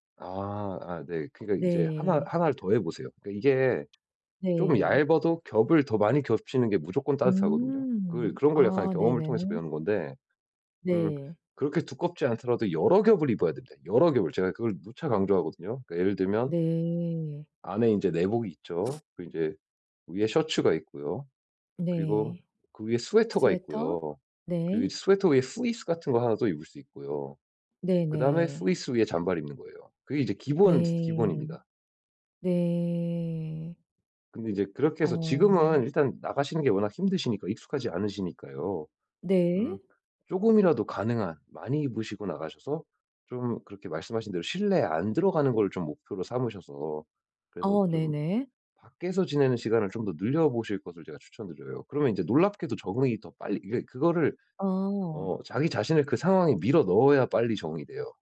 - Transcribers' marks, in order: other background noise; tapping; put-on voice: "후리스"; put-on voice: "후리스"
- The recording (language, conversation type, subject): Korean, advice, 새로운 장소에 가면 어떻게 하면 빨리 적응할 수 있을까요?